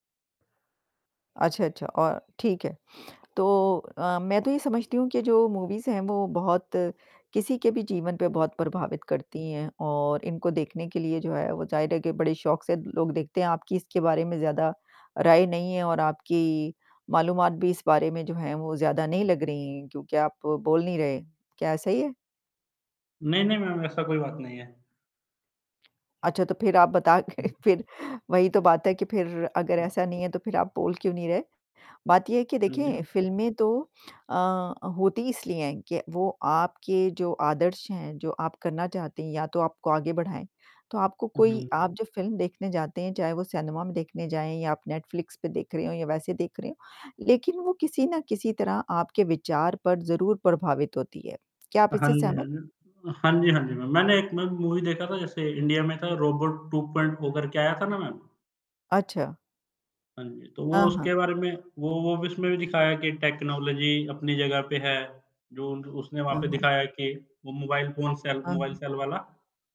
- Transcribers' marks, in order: static; in English: "मूवीज़"; other background noise; laughing while speaking: "बता कर"; distorted speech; in English: "मूवी"; in English: "टेक्नोलॉज़ी"
- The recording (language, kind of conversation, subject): Hindi, unstructured, किस फिल्म का कौन-सा दृश्य आपको सबसे ज़्यादा प्रभावित कर गया?